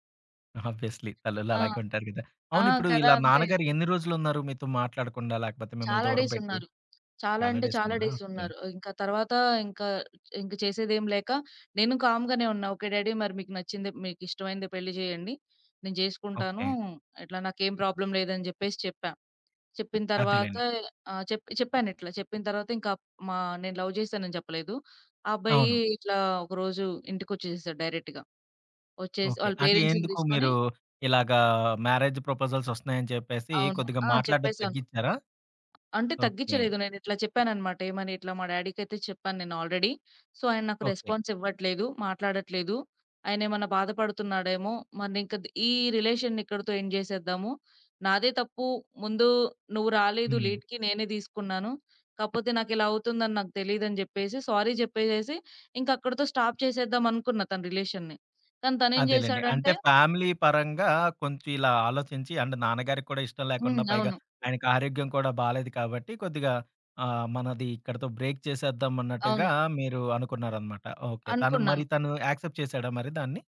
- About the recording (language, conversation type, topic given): Telugu, podcast, మీరు కుటుంబంతో ఎదుర్కొన్న సంఘటనల నుంచి నేర్చుకున్న మంచి పాఠాలు ఏమిటి?
- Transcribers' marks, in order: in English: "ఆబ్వియస్‌లీ!"; other background noise; in English: "కామ్‌గానే"; in English: "డ్యాడీ"; in English: "ప్రాబ్లమ్"; in English: "లవ్"; in English: "డైరెక్ట్‌గా"; in English: "పేరెంట్స్‌ని"; tapping; in English: "ఆల్రెడీ. సో"; in English: "రిలేషన్‌ని"; in English: "ఎండ్"; in English: "లీడ్‌కి"; in English: "సోరీ"; in English: "స్టాప్"; in English: "రిలేషన్‌ని"; in English: "ఫ్యామిలీ"; in English: "అండ్"; in English: "బ్రేక్"; in English: "యాక్సెప్ట్"